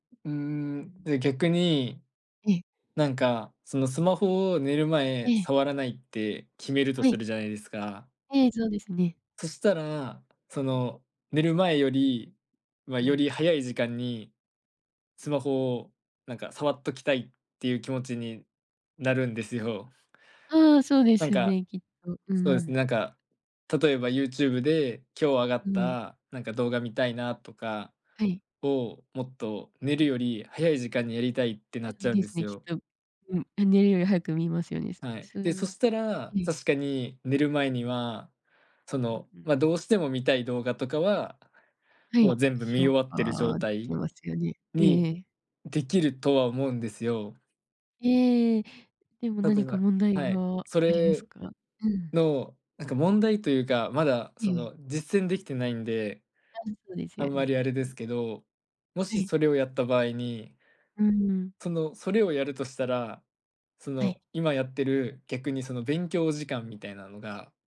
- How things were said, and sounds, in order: none
- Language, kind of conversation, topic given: Japanese, advice, 生活リズムを整えたいのに続かないのはなぜですか？